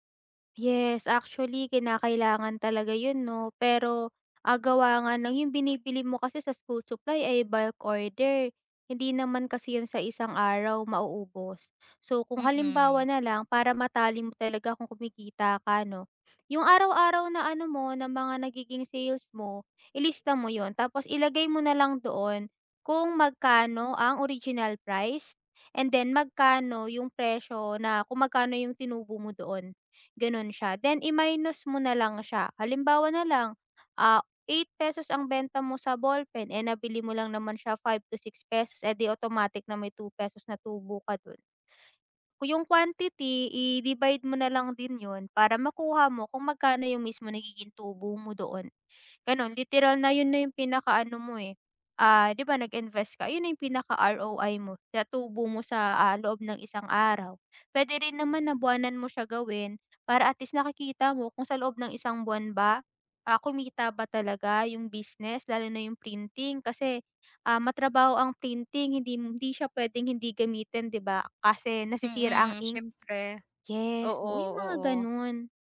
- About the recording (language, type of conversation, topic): Filipino, advice, Paano ako makakapagmuni-muni at makakagamit ng naidokumento kong proseso?
- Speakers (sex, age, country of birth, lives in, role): female, 20-24, Philippines, Philippines, advisor; female, 55-59, Philippines, Philippines, user
- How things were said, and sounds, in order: tapping